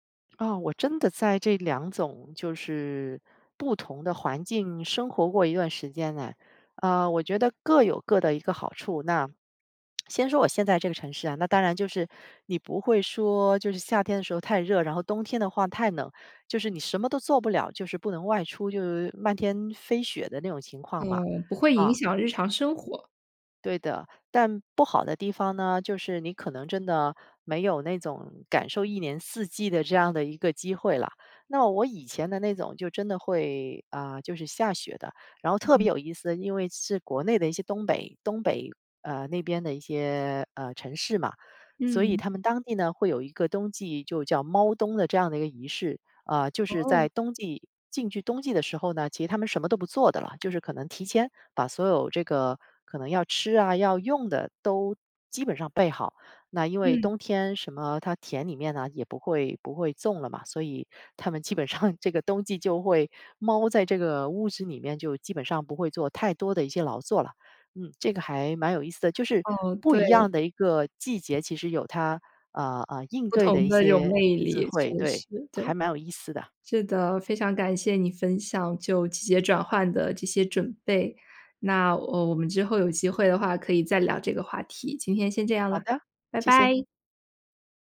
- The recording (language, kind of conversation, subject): Chinese, podcast, 换季时你通常会做哪些准备？
- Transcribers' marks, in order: lip smack; laughing while speaking: "基本上这个冬季，就会"